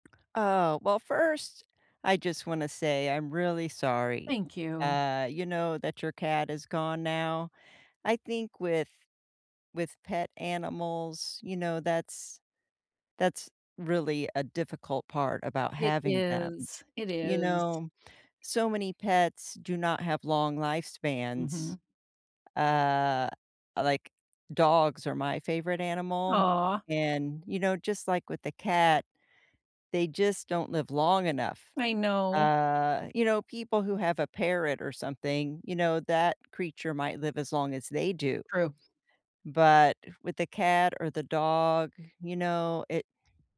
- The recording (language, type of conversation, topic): English, unstructured, What is your favorite animal, and why do you like it?
- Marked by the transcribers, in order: tapping; other background noise